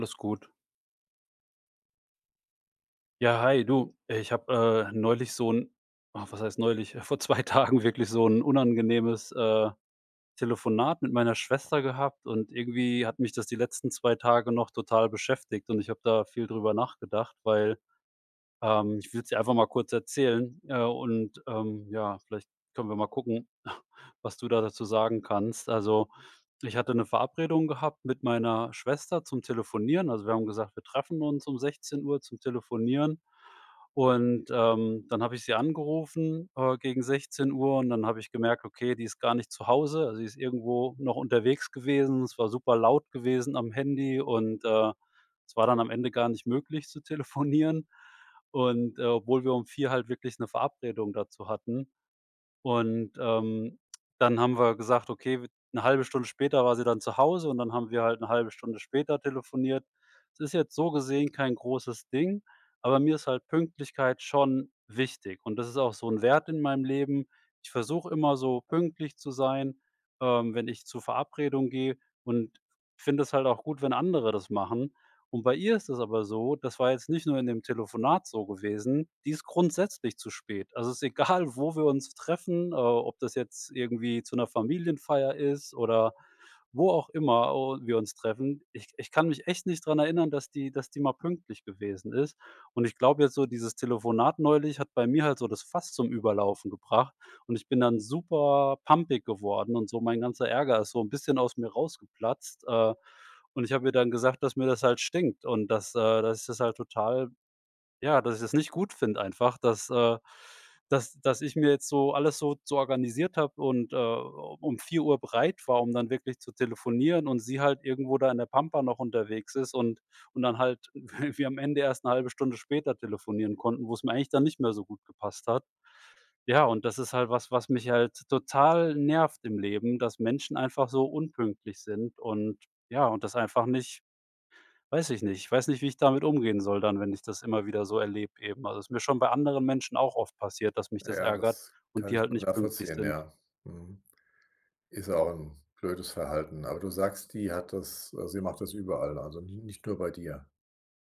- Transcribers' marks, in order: laughing while speaking: "vor zwei Tagen"; other noise; stressed: "wichtig"; laughing while speaking: "egal"; laughing while speaking: "wir am Ende"; stressed: "total"
- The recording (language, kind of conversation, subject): German, advice, Wie führen unterschiedliche Werte und Traditionen zu Konflikten?